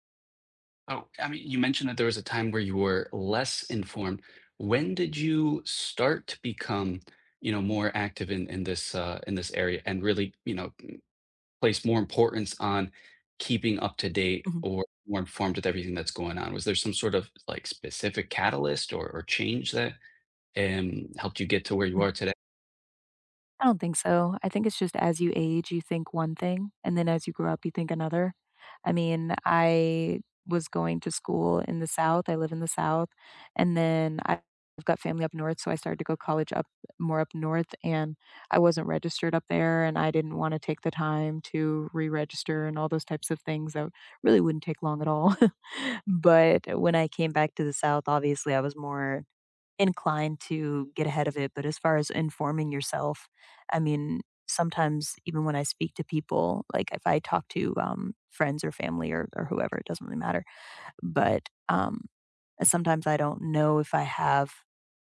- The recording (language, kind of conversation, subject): English, unstructured, What are your go-to ways to keep up with new laws and policy changes?
- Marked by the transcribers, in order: other background noise; chuckle